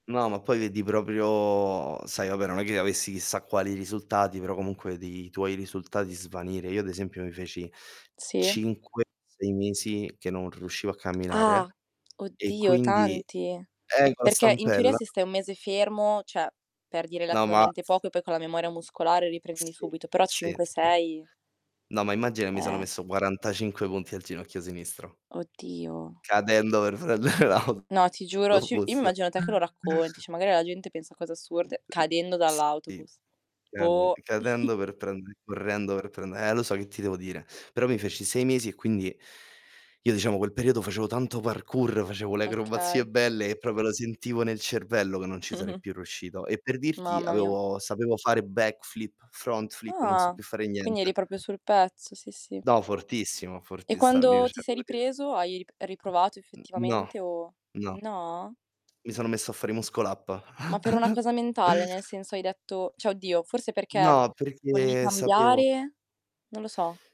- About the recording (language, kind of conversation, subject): Italian, unstructured, Qual è stato il tuo ricordo più bello legato allo sport?
- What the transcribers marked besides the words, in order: drawn out: "proprio"; tapping; static; "cioè" said as "ceh"; other background noise; laughing while speaking: "prendere"; distorted speech; chuckle; "cioè" said as "ceh"; unintelligible speech; chuckle; "proprio" said as "propio"; laughing while speaking: "Mh-mh"; in English: "backflip, front flip"; "proprio" said as "propio"; unintelligible speech; in English: "muscle up"; chuckle; "cioè" said as "ceh"